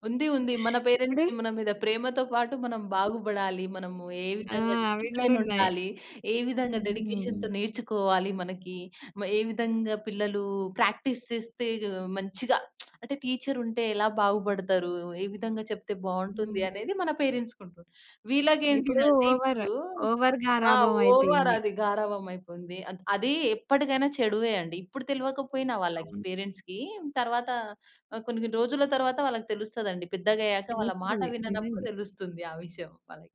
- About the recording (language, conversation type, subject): Telugu, podcast, మీరు ఒక గురువును వెతకాల్సి వస్తే, ఎక్కడ వెతకాలని అనుకుంటారు?
- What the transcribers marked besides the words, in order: in English: "పేరెంట్స్‌కి"; other background noise; in English: "డెడికేషన్‌తో"; in English: "ప్రాక్టీస్"; lip smack; in English: "ఓవర్"; in English: "ఓవర్, ఓవర్"; in English: "పేరెంట్స్‌కీ"